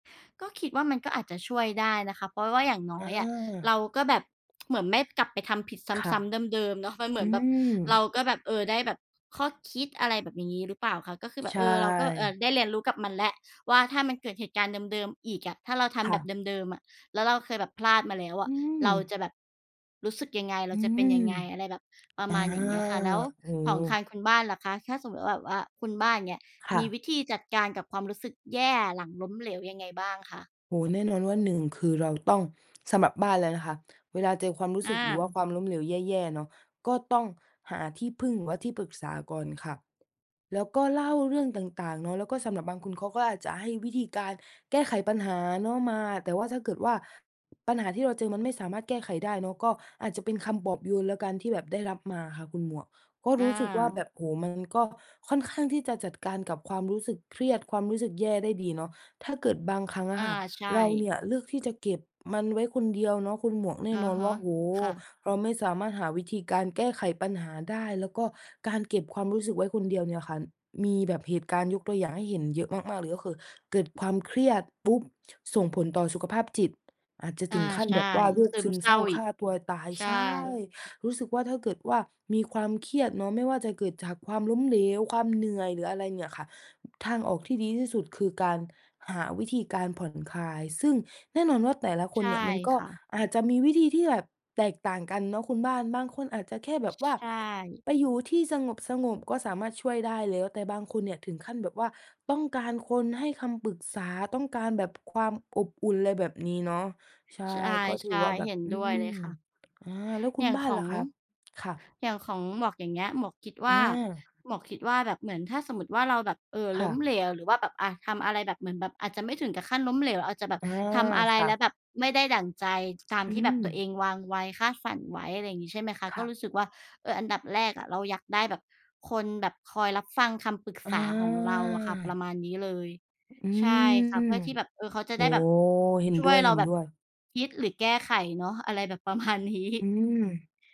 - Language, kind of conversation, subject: Thai, unstructured, สิ่งสำคัญที่สุดที่คุณได้เรียนรู้จากความล้มเหลวคืออะไร?
- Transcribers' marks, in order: tsk; swallow; other background noise; laughing while speaking: "อะไรแบบประมาณนี้"